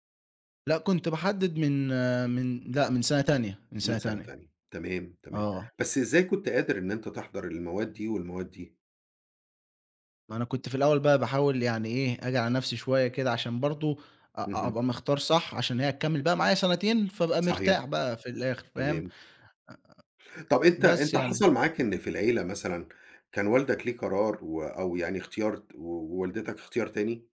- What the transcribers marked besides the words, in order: other background noise
- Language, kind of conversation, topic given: Arabic, podcast, إيه دور العيلة في قراراتك الكبيرة؟